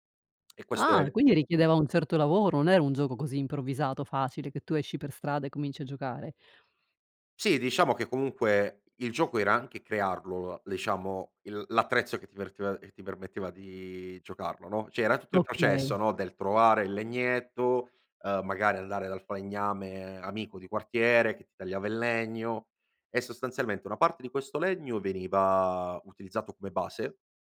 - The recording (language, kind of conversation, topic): Italian, podcast, Che giochi di strada facevi con i vicini da piccolo?
- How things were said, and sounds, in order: tongue click; "cioè" said as "ceh"